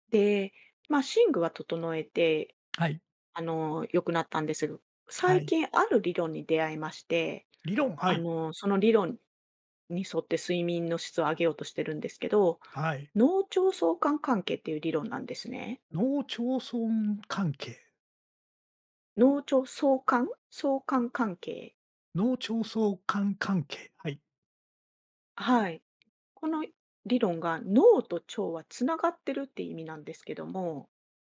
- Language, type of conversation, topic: Japanese, podcast, 睡眠の質を上げるために普段どんなことをしていますか？
- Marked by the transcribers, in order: none